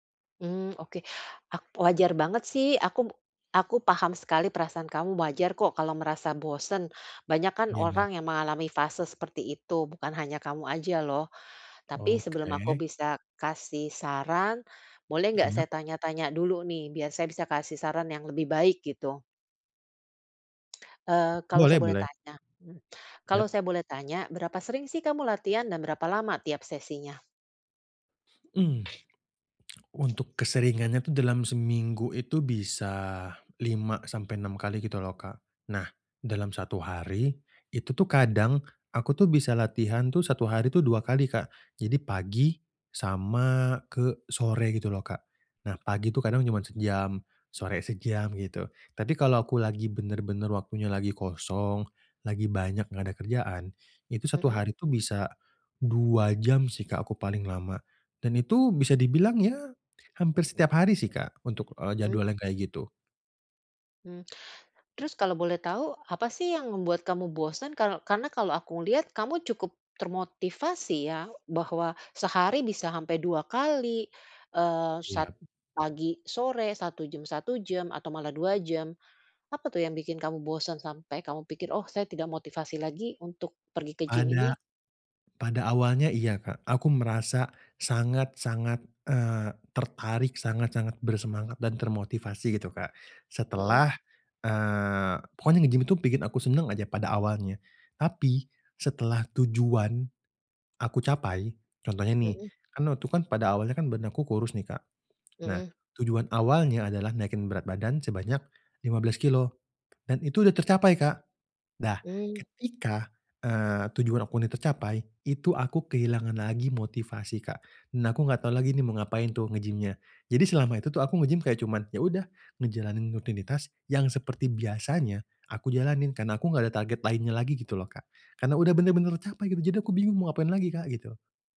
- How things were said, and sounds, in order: other background noise; tapping
- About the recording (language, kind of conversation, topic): Indonesian, advice, Kenapa saya cepat bosan dan kehilangan motivasi saat berlatih?